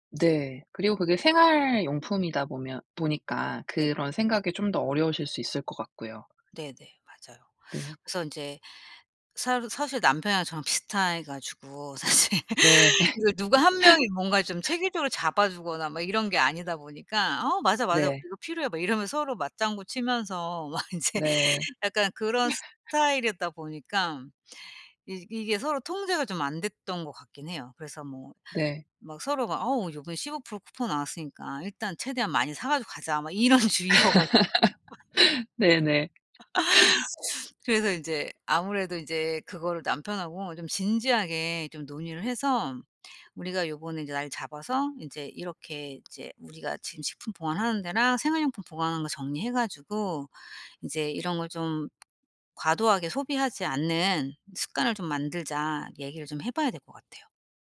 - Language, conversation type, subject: Korean, advice, 세일 때문에 필요 없는 물건까지 사게 되는 습관을 어떻게 고칠 수 있을까요?
- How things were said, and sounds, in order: laughing while speaking: "사실"; laugh; other background noise; laugh; laughing while speaking: "인제"; laugh; laughing while speaking: "이런 주의여 가지고"; laugh